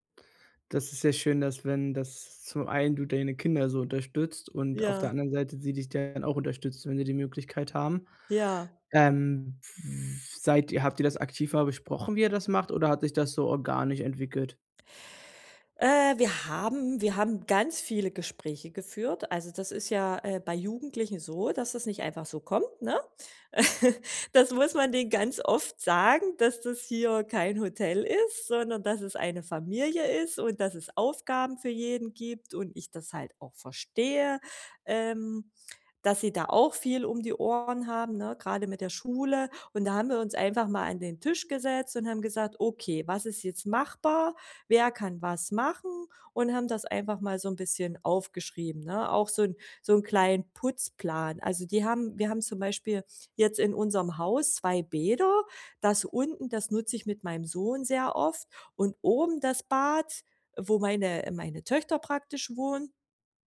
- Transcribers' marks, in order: other noise; chuckle; joyful: "Das muss man denen ganz … kein Hotel ist"; stressed: "verstehe"
- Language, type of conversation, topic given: German, podcast, Wie teilt ihr zu Hause die Aufgaben und Rollen auf?